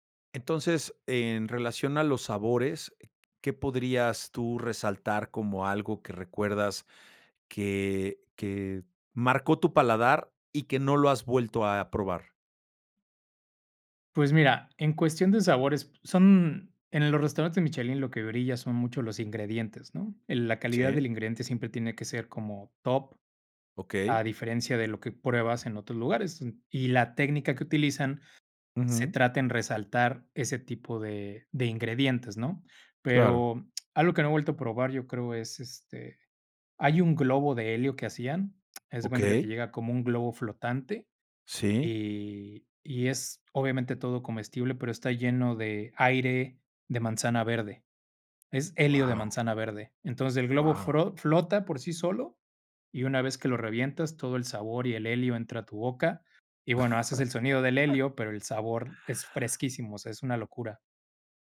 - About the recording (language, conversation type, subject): Spanish, podcast, ¿Cuál fue la mejor comida que recuerdas haber probado?
- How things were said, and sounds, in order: other background noise; laugh